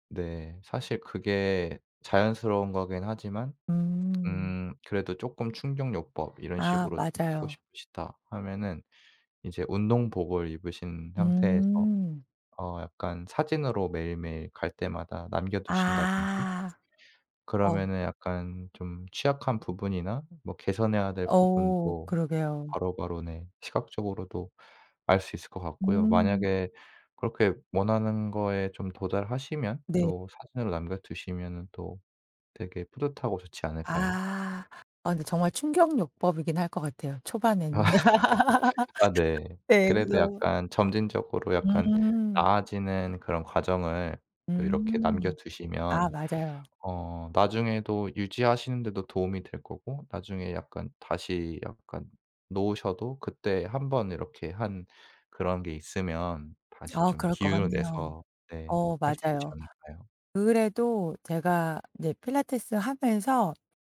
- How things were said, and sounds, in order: tapping; other background noise; laugh
- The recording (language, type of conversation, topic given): Korean, advice, 운동을 시작하고 싶은데 동기가 부족해서 시작하지 못할 때 어떻게 하면 좋을까요?